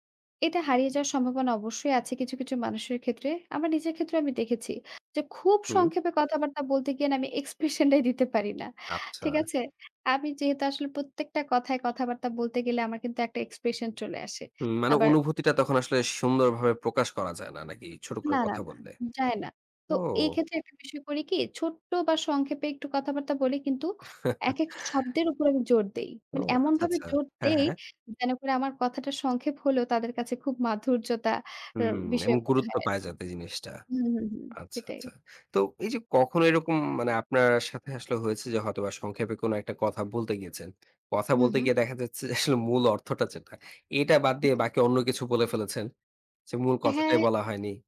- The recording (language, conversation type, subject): Bengali, podcast, শোনার পর কীভাবে সংক্ষিপ্তভাবে মূল কথা ফিরে বলবেন?
- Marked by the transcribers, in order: chuckle; "এবং" said as "এম"; scoff; other background noise